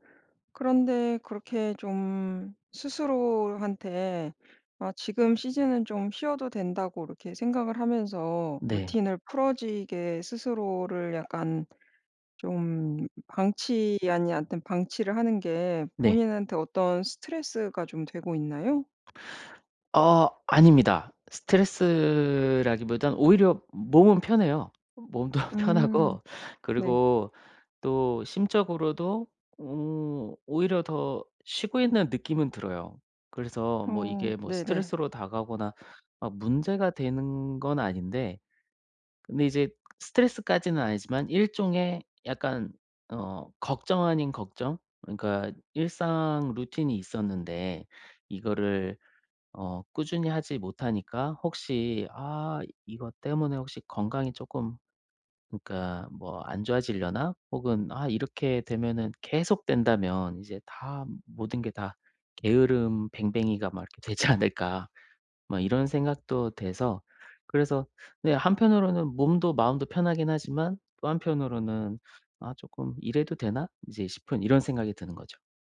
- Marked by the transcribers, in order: tapping; laughing while speaking: "몸도 편하고"; other background noise
- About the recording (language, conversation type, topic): Korean, advice, 일상 루틴을 꾸준히 유지하려면 무엇부터 시작하는 것이 좋을까요?